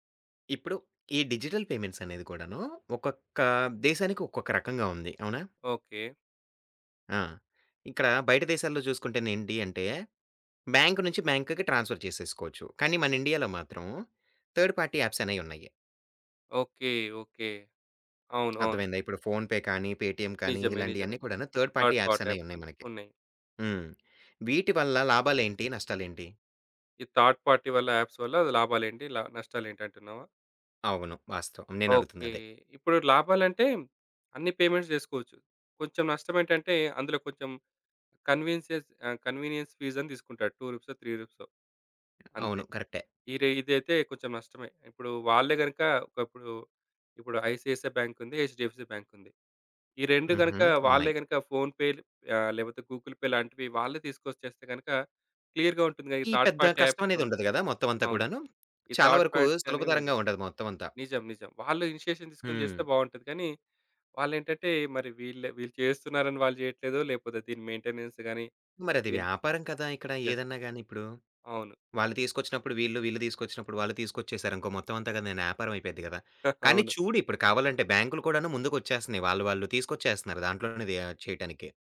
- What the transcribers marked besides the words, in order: in English: "డిజిటల్ పేమెంట్స్"; in English: "బ్యాంక్"; in English: "బ్యాంక్‌కి ట్రాన్స్‌ఫర్"; in English: "థర్డ్ పార్టీ యాప్స్"; other background noise; in English: "ఫోన్‌పే"; in English: "పేటీఎమ్"; in English: "థర్డ్ పార్ట్ యాప్స్"; in English: "థర్డ్ పార్టీ యాప్స్"; in English: "థర్డ్ పార్టీ"; in English: "యాప్స్"; in English: "పేమెంట్స్"; in English: "కన్వీన్స్"; in English: "కన్వీనియన్స్ ఫీజ్"; in English: "టూ"; in English: "త్రీ"; in English: "ఫోన్‌పే"; in English: "గూగుల్ పే"; in English: "క్లియర్‌గా"; in English: "థర్డ్ పార్టీ యాప్స్"; in English: "థర్డ్ పార్టీస్"; in English: "ఇనిషియేషన్"; in English: "మెయింటెనెన్స్"; in English: "యెస్"; chuckle
- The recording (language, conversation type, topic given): Telugu, podcast, డిజిటల్ చెల్లింపులు పూర్తిగా అమలులోకి వస్తే మన జీవితం ఎలా మారుతుందని మీరు భావిస్తున్నారు?